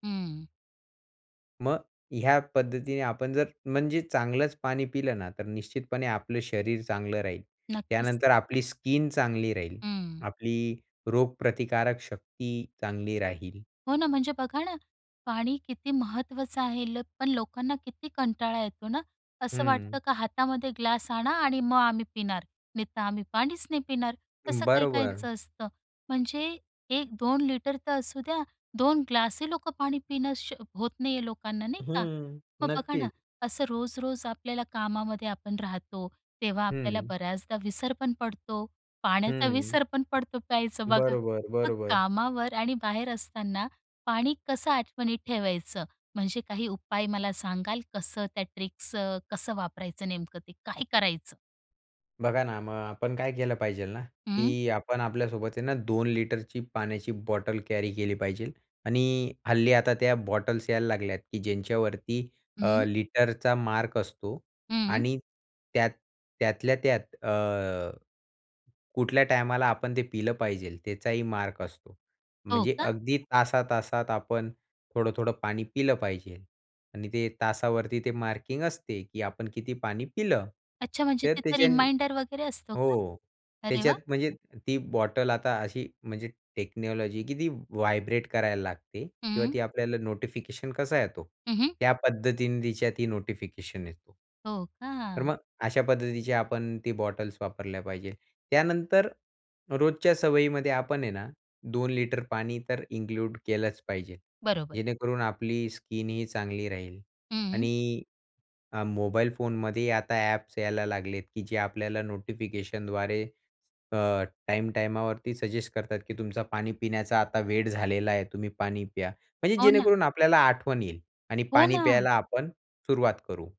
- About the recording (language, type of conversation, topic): Marathi, podcast, पाणी पिण्याची सवय चांगली कशी ठेवायची?
- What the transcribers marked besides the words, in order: laughing while speaking: "प्यायचं बघा"; in English: "ट्रिक्स"; in English: "कॅरी"; in English: "रिमाइंडर"; in English: "टेक्नॉलॉजी"; in English: "व्हायब्रेट"; in English: "इन्क्लूड"; in English: "सजेस्ट"; surprised: "हो ना"